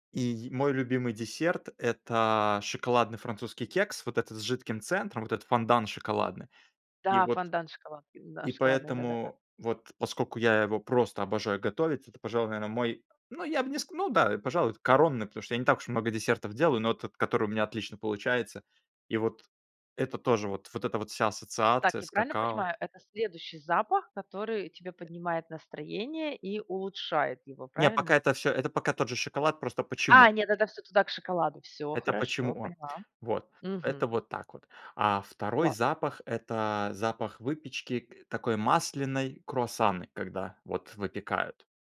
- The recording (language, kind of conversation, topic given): Russian, podcast, Какой запах мгновенно поднимает тебе настроение?
- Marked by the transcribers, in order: other background noise